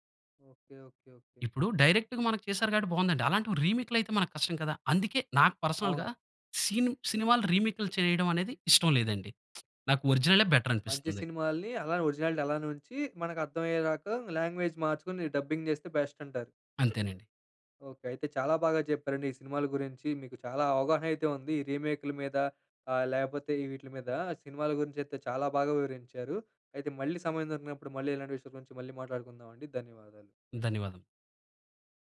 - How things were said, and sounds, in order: in English: "డైరెక్ట్‌గా"; in English: "పర్సనల్‌గా"; lip smack; in English: "ఒరిజినలే బెటర్"; in English: "ఒరిజినాలిటి"; in English: "లాంగ్‌వేజ్"; in English: "డబ్బింగ్"; in English: "బెస్ట్"; in English: "రీమేక్‌లా"
- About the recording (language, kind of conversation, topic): Telugu, podcast, సినిమా రీమేక్స్ అవసరమా లేక అసలే మేలేనా?